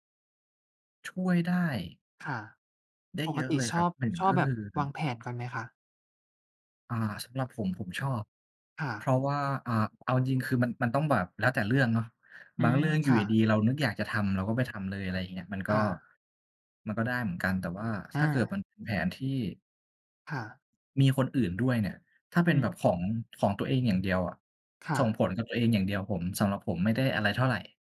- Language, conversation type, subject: Thai, unstructured, ประโยชน์ของการวางแผนล่วงหน้าในแต่ละวัน
- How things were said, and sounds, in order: none